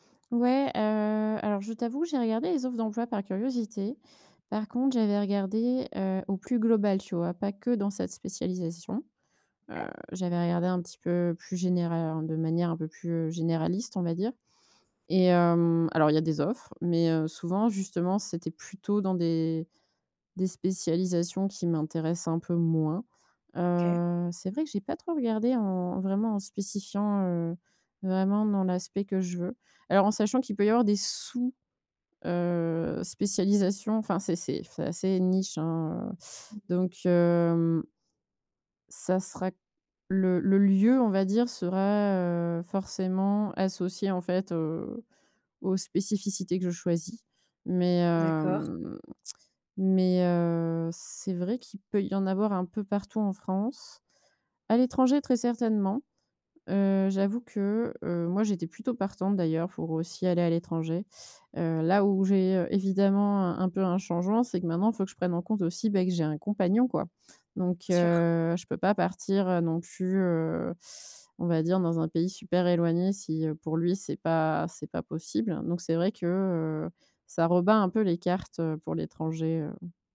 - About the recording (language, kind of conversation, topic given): French, advice, Comment accepter et gérer l’incertitude dans ma vie alors que tout change si vite ?
- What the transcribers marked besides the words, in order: tapping